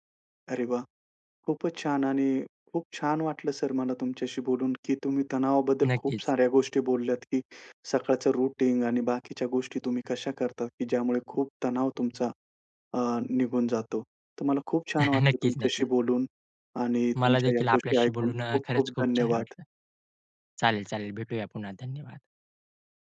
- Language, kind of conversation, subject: Marathi, podcast, तणाव आल्यावर तुम्ही सर्वात आधी काय करता?
- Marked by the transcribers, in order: tapping; in English: "रूटीन"; chuckle